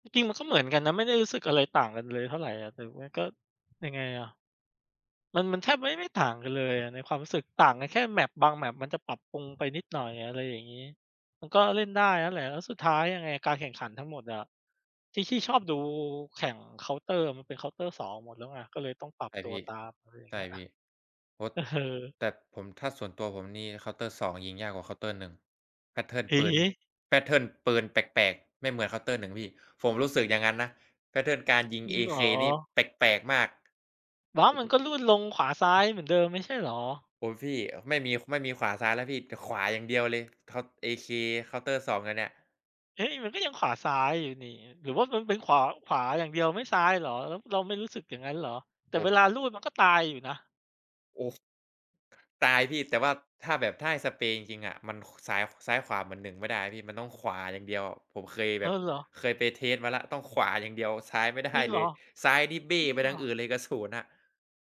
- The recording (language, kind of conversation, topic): Thai, unstructured, คุณคิดว่าการเล่นเกมออนไลน์ส่งผลต่อชีวิตประจำวันของคุณไหม?
- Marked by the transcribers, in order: in English: "Map"; in English: "Map"; chuckle; laughing while speaking: "เออ"; in English: "แพตเทิร์น"; in English: "แพตเทิร์น"; in English: "แพตเทิร์น"; unintelligible speech; in English: "เทสต์"